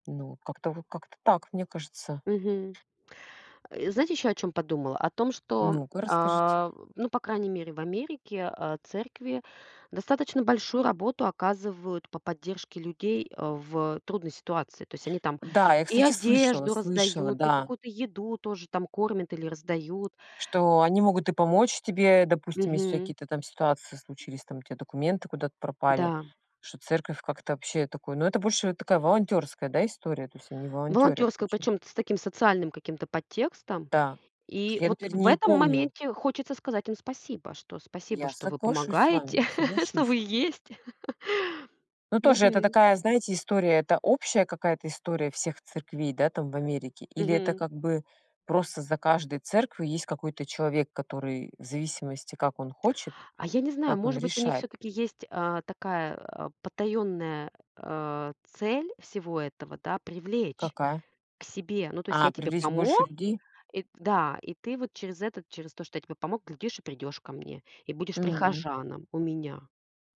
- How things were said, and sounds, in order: other background noise; tapping; laugh; drawn out: "М"
- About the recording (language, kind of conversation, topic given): Russian, unstructured, Почему, как ты думаешь, люди ходят в церковь?